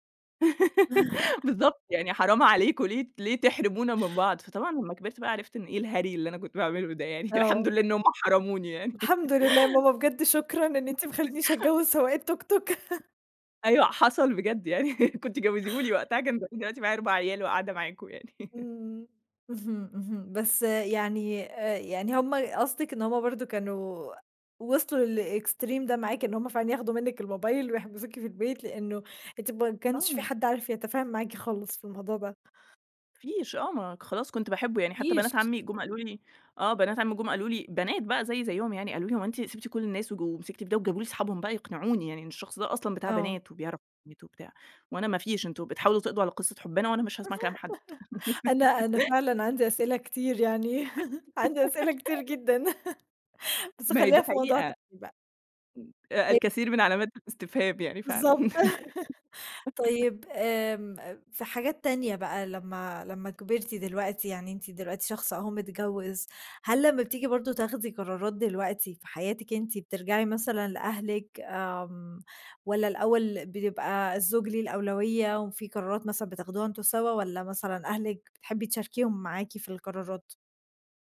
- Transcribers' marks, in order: giggle; laughing while speaking: "بالضبط، يعني حرام عليكم، ليه … إنّهم حرموني يعني"; chuckle; laughing while speaking: "الحمد لله يا ماما، بجد … سواق التوك توك"; laughing while speaking: "يعني كنتِ جوزيه لي وقتها … وقاعدة معاكم يعني"; laugh; laugh; in English: "للExtreme"; laughing while speaking: "أنا أنا فعلًا عندي أسئلة … موضوع تاني بقى"; giggle; laugh; giggle; unintelligible speech; laughing while speaking: "بالضبط"; laugh; giggle
- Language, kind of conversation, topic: Arabic, podcast, قد إيه بتأثر بآراء أهلك في قراراتك؟